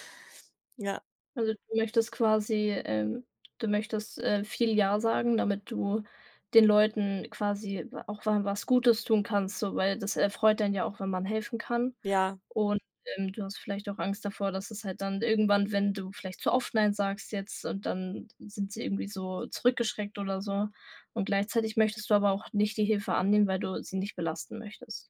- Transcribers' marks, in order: other background noise
- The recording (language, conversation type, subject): German, advice, Wie kann ich Nein sagen und meine Grenzen ausdrücken, ohne mich schuldig zu fühlen?